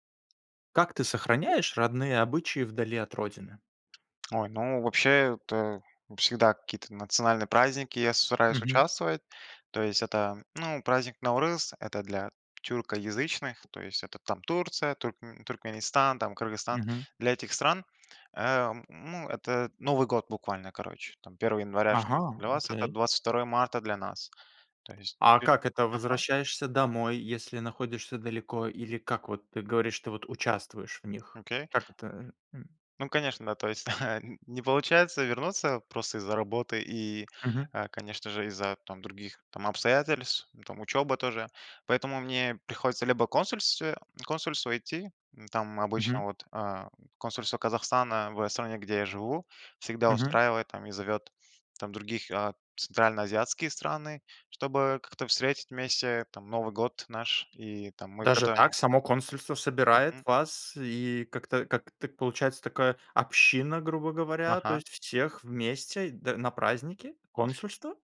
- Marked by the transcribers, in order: chuckle
- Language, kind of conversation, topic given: Russian, podcast, Как вы сохраняете родные обычаи вдали от родины?